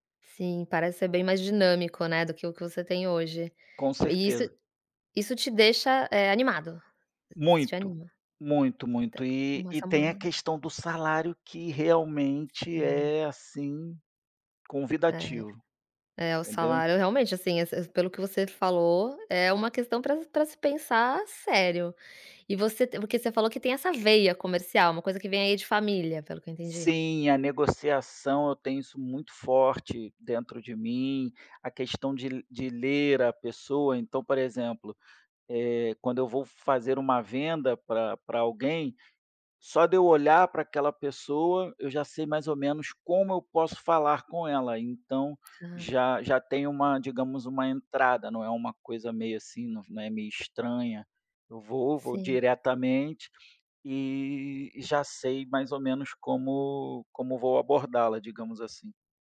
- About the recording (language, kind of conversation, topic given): Portuguese, advice, Como posso lidar com o medo intenso de falhar ao assumir uma nova responsabilidade?
- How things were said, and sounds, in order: tapping; other noise